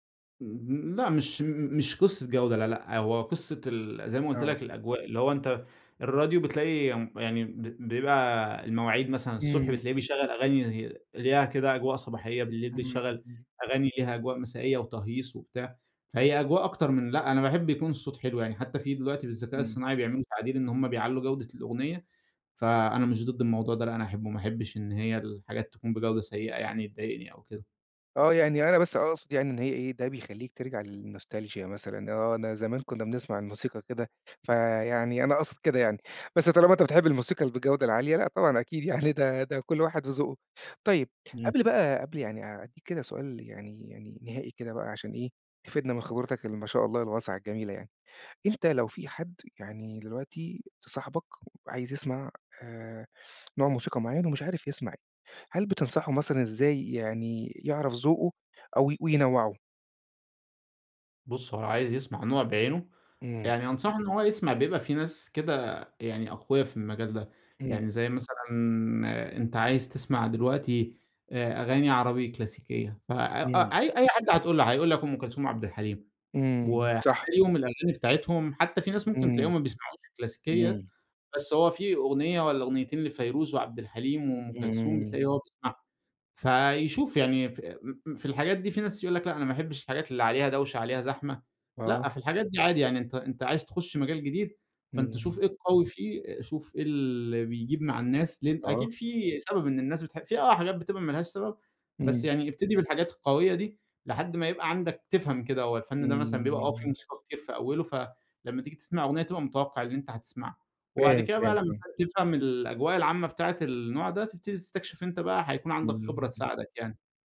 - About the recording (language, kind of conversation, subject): Arabic, podcast, إزاي تنصح حد يوسّع ذوقه في المزيكا؟
- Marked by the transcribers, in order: tapping; other background noise; in English: "للنوستالچيا"; laughing while speaking: "يعني"